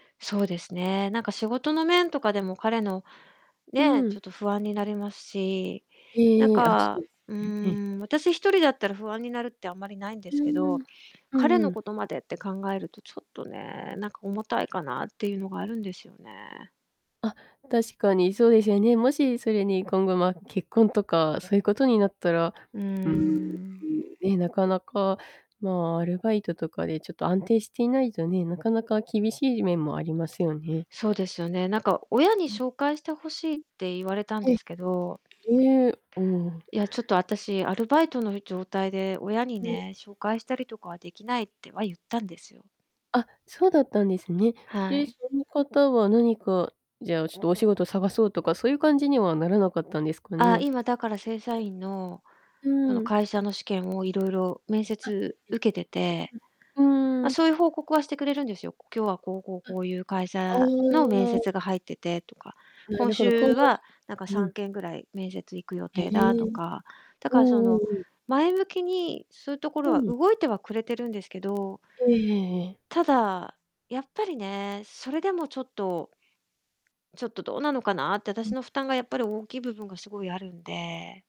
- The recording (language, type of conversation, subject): Japanese, advice, 恋人に別れを切り出すべきかどうか迷っている状況を説明していただけますか？
- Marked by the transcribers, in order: distorted speech; unintelligible speech; other background noise; unintelligible speech